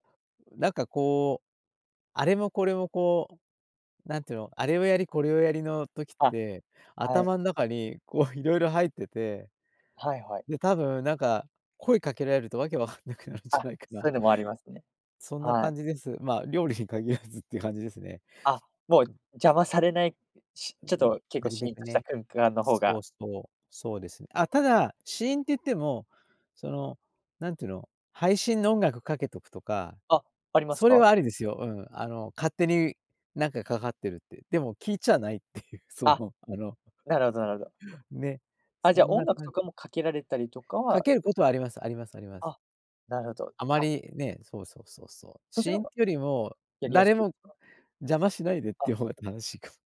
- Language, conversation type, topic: Japanese, podcast, 料理を作るときに、何か決まった習慣はありますか？
- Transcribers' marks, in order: laughing while speaking: "こう"; laughing while speaking: "わかんなくなるんじゃないかな"; laughing while speaking: "料理に限らず"; laughing while speaking: "ないっていう、その、あの"; chuckle